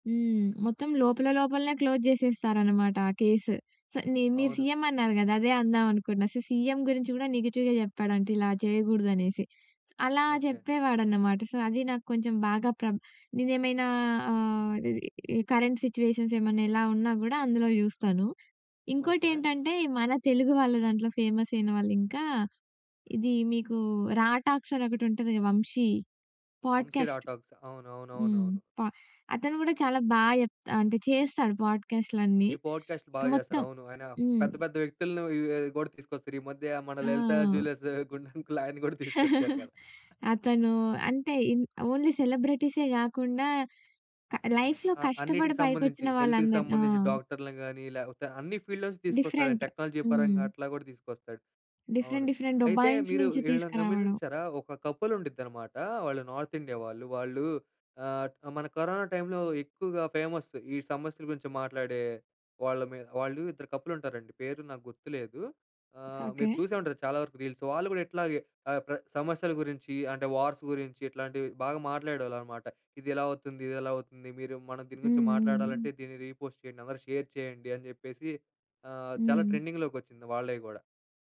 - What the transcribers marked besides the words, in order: in English: "క్లోజ్"; tapping; in English: "కేస్. సో"; in English: "సీఎం"; in English: "సో సీఎం"; in English: "నెగెటివ్‌గా"; in English: "సో"; in English: "కరెంట్ సిట్యుయేషన్స్"; in English: "పోడ్కాస్ట్"; in English: "పోడ్కాస్ట్"; in English: "లలిత జ్యులర్స్"; laughing while speaking: "గుండంకుల్ని ఆయన్ని గూడా తీసుకొచ్చారు గదా!"; chuckle; in English: "ఓన్లీ"; in English: "లైఫ్‌లో"; in English: "హెల్త్‌కి"; in English: "ఫీల్డ్‌లో"; in English: "డిఫరెంట్"; in English: "టెక్నాలజీ"; in English: "డిఫరెంట్ డిఫరెంట్ డొబైన్స్"; in English: "కపుల్"; in English: "నార్త్"; in English: "ఫేమస్"; in English: "కపుల్"; in English: "రీల్స్"; in English: "వార్స్"; in English: "రీ పోస్ట్"; in English: "షేర్"
- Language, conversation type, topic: Telugu, podcast, సామాజిక సమస్యలపై ఇన్‌ఫ్లూయెన్సర్లు మాట్లాడినప్పుడు అది ఎంత మేర ప్రభావం చూపుతుంది?